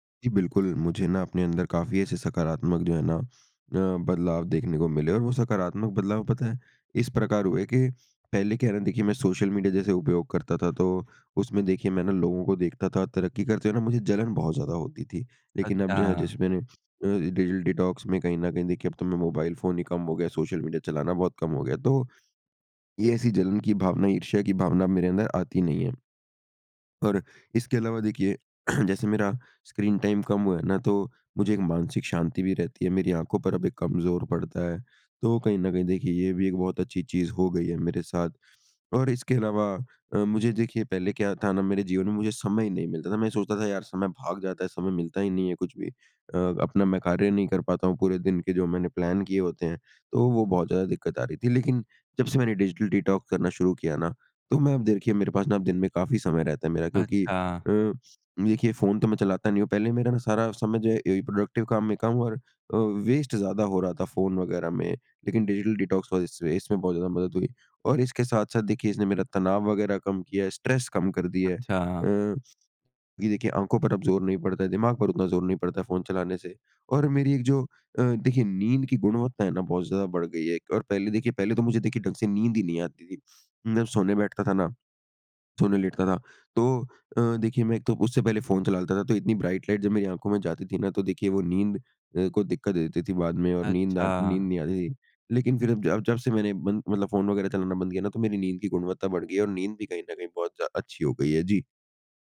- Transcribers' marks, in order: in English: "डिजिल डिटॉक्स"; throat clearing; in English: "स्क्रीन टाइम"; in English: "प्लान"; in English: "डिजिटल डिटॉक"; "डिटॉक्स" said as "डिटॉक"; in English: "प्रोडक्टिव"; in English: "वेस्ट"; in English: "डिजिटल डिटॉक्स"; in English: "स्ट्रेस"; in English: "ब्राइट लाइट"
- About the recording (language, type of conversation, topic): Hindi, podcast, डिजिटल डिटॉक्स करने का आपका तरीका क्या है?